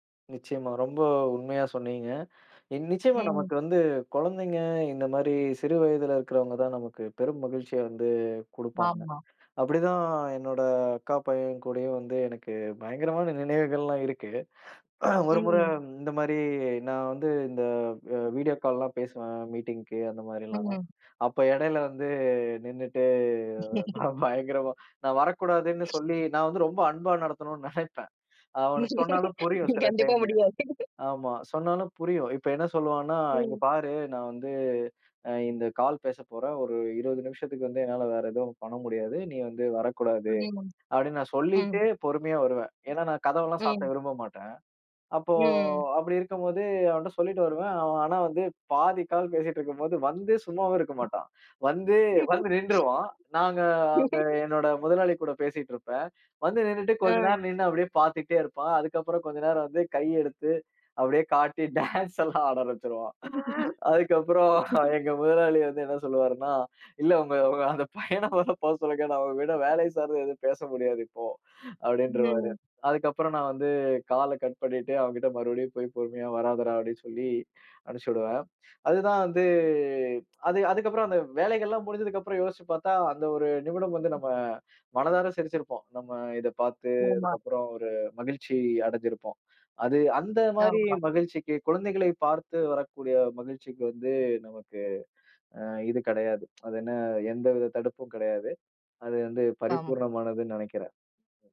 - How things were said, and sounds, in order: laughing while speaking: "நினைவுகள்லாம் இருக்கு"; throat clearing; laughing while speaking: "அப்ப இடையில வந்து நின்னுட்டு நான் … ஆமா, சொன்னாலும் புரியும்"; laugh; other background noise; laugh; laughing while speaking: "கண்டிப்பா முடியாது"; drawn out: "ம்"; laughing while speaking: "பாதி கால் பேசிட்டு இருக்கும்போது வந்து … அப்டின்னு சொல்லி அனுச்சுடுவேன்"; laugh; other noise; laugh; laugh; unintelligible speech; unintelligible speech; tsk
- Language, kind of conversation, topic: Tamil, podcast, கடைசியாக உங்களைச் சிரிக்க வைத்த சின்ன தருணம் என்ன?